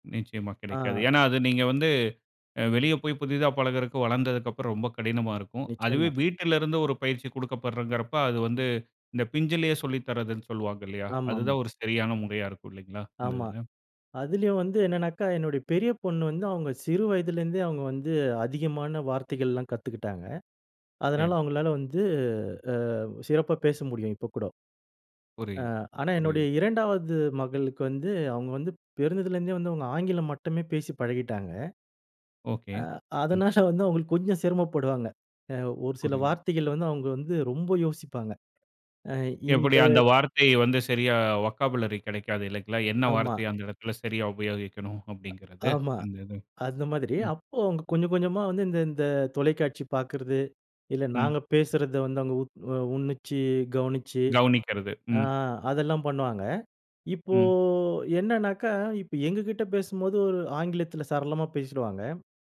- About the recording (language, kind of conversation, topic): Tamil, podcast, பிள்ளைகளுக்கு மொழியை இயல்பாகக் கற்றுக்கொடுக்க நீங்கள் என்னென்ன வழிகளைப் பயன்படுத்துகிறீர்கள்?
- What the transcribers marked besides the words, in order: other noise; other background noise; in English: "வொக்காபுலரி"; drawn out: "இப்போ"